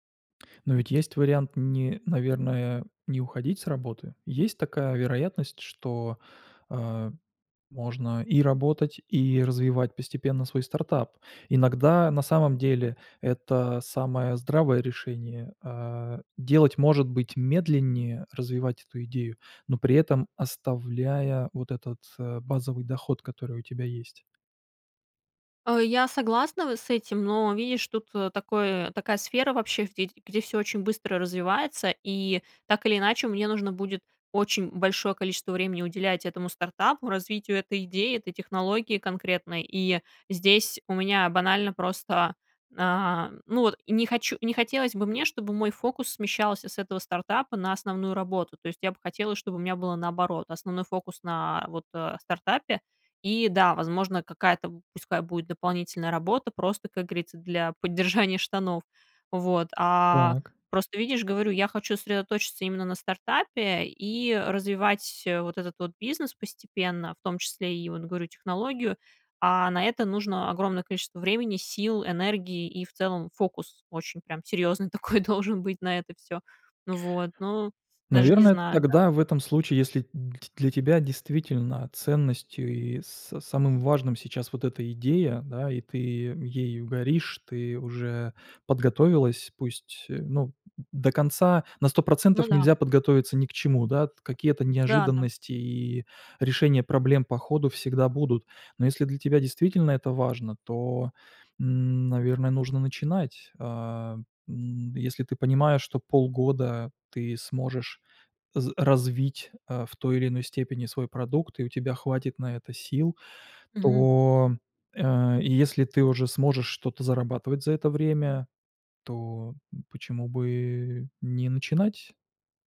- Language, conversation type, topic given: Russian, advice, Какие сомнения у вас возникают перед тем, как уйти с работы ради стартапа?
- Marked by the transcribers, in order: tapping; laughing while speaking: "поддержания штанов"; laughing while speaking: "серьезный такой должен быть на это"